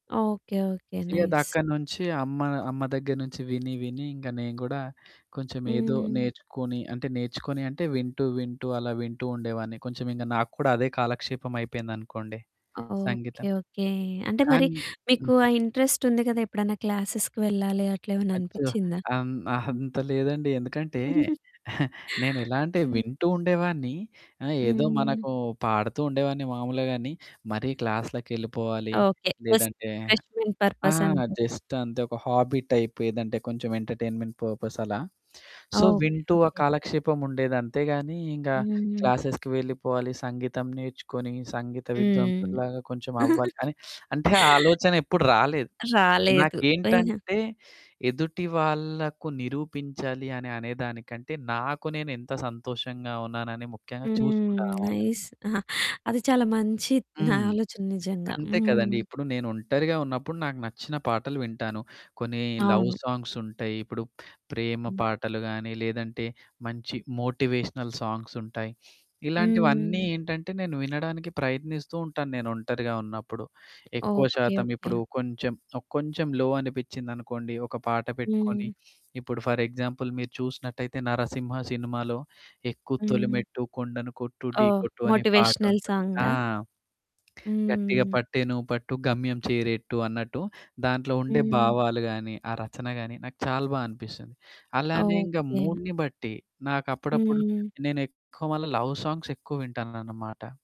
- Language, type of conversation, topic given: Telugu, podcast, ఒంటరిగా ఉన్నప్పుడు నిన్ను ఊరటపెట్టే పాట ఏది?
- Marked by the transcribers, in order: in English: "నైస్"; static; other background noise; in English: "ఇంట్రెస్ట్"; in English: "క్లాసెస్‌కి"; chuckle; giggle; in English: "జస్ట్"; in English: "జస్ట్ రిఫ్రెష్‌మెంట్ పర్పస్"; in English: "హాబీ టైప్"; in English: "ఎంటర్‌టైన్‌మెంట్ పర్పస్"; in English: "సో"; in English: "క్లాసెస్‌కి"; giggle; teeth sucking; in English: "నైస్"; in English: "లవ్ సాంగ్స్"; in English: "మోటివేషనల్ సాంగ్స్"; in English: "లో"; in English: "ఫర్ ఎగ్జాంపుల్"; in English: "మోటివేషనల్"; in English: "మూడ్‌ని"; in English: "లవ్ సాంగ్స్"